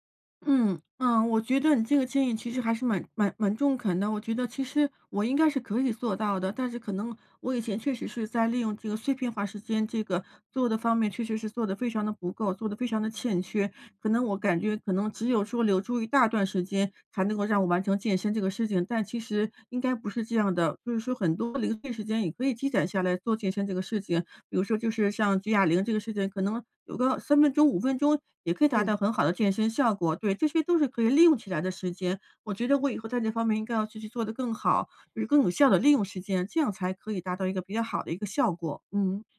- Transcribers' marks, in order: none
- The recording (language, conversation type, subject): Chinese, advice, 在忙碌的生活中，怎样才能坚持新习惯而不半途而废？